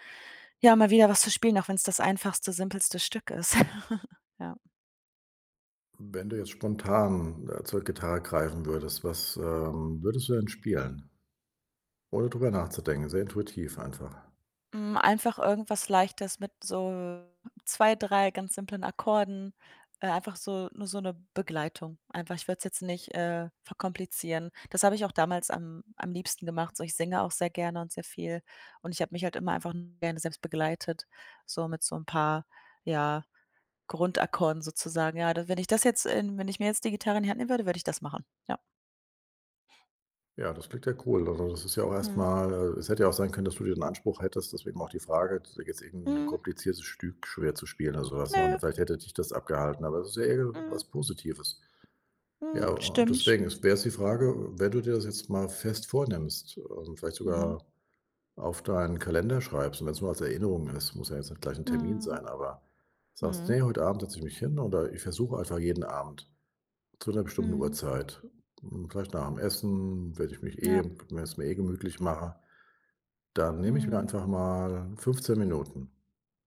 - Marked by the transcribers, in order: chuckle
- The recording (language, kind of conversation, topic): German, advice, Wie kann ich motivierter bleiben und Dinge länger durchziehen?